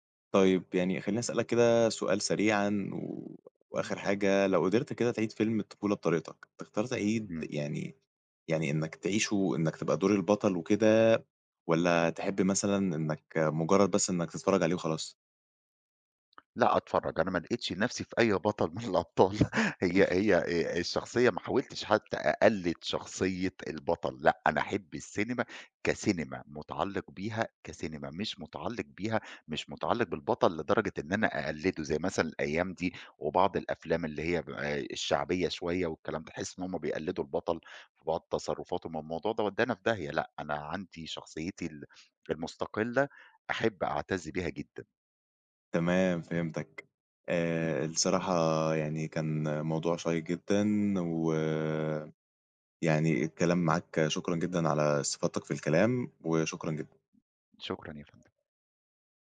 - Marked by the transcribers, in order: laughing while speaking: "من الأبطال"; chuckle; other background noise
- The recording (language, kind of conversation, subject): Arabic, podcast, ليه بنحب نعيد مشاهدة أفلام الطفولة؟